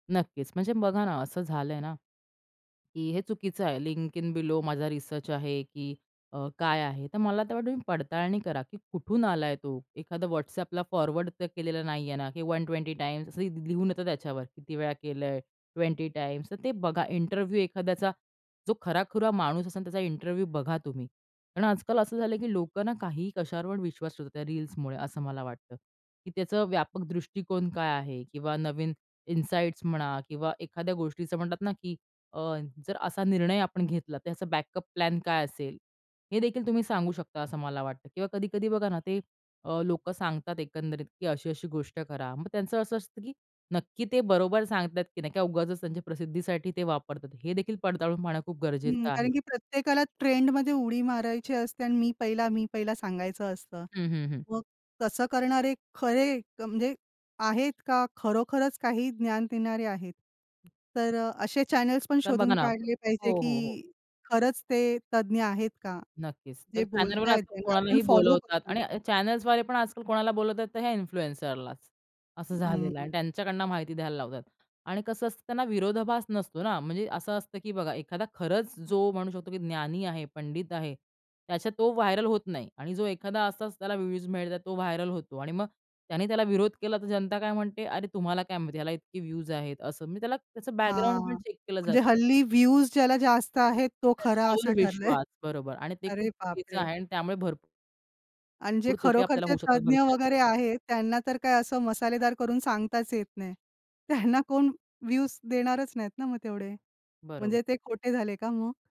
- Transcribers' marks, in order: in English: "लिंक इन बिलो"; in English: "फॉरवर्ड"; in English: "वन ट्वेंटी"; in English: "ट्वेंटी"; in English: "इंटरव्ह्यू"; in English: "इंटरव्ह्यू"; tapping; in English: "इनसाईट्स"; in English: "बॅकअप प्लॅन"; other background noise; in English: "चॅनल्स"; in English: "चॅनलवर"; in English: "फॉलो"; in English: "चॅनल्सद्वारे"; in English: "इन्फ्लुएन्सरलाच"; in English: "व्हायरल"; in English: "व्ह्यूज"; in English: "व्हायरल"; in English: "व्ह्यूज"; in English: "चेक"; in English: "व्ह्यूज"; chuckle; surprised: "अरे बापरे!"; laughing while speaking: "त्यांना"; in English: "व्ह्यूज"
- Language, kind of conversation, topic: Marathi, podcast, विविध स्रोत एकत्र केल्यावर कोणते फायदे आणि तोटे दिसून येतात?